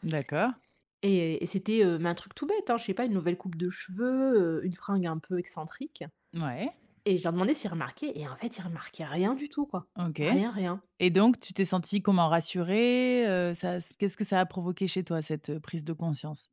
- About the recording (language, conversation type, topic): French, podcast, Quel conseil t’a vraiment changé la vie ?
- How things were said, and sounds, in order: none